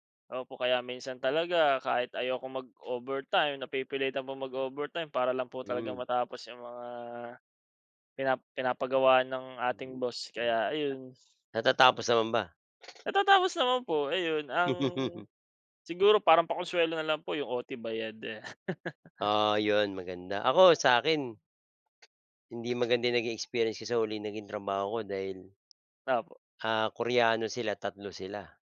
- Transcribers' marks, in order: tapping; other background noise; laugh; chuckle
- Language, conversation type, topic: Filipino, unstructured, Bakit sa tingin mo ay mahirap makahanap ng magandang trabaho ngayon?
- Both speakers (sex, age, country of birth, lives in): male, 25-29, Philippines, Philippines; male, 50-54, Philippines, Philippines